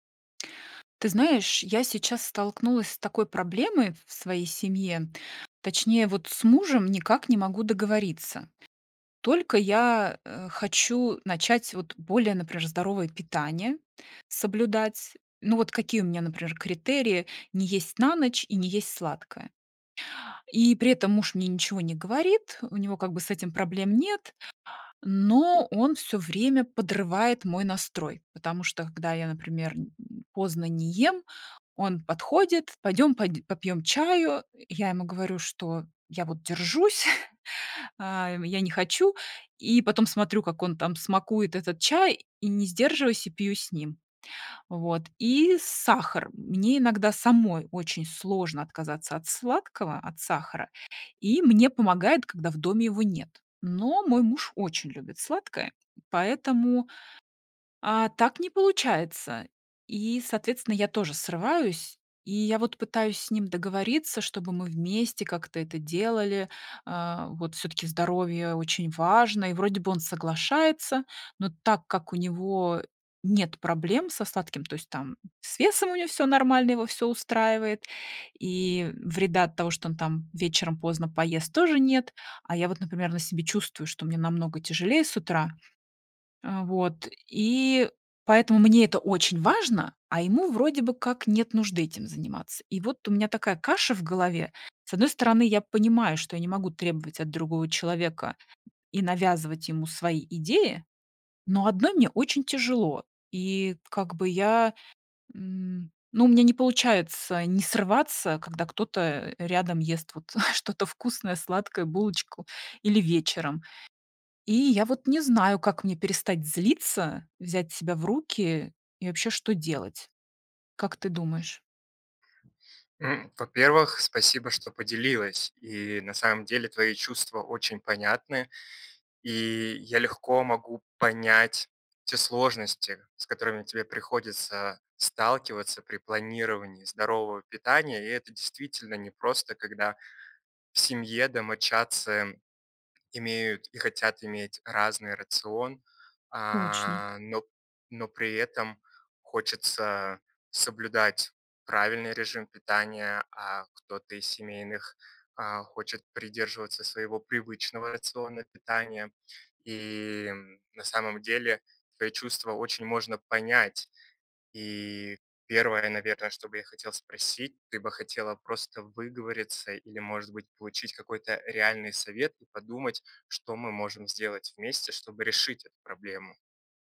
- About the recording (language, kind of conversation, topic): Russian, advice, Как договориться с домочадцами, чтобы они не мешали моим здоровым привычкам?
- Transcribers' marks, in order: other background noise; chuckle; tapping; chuckle; other noise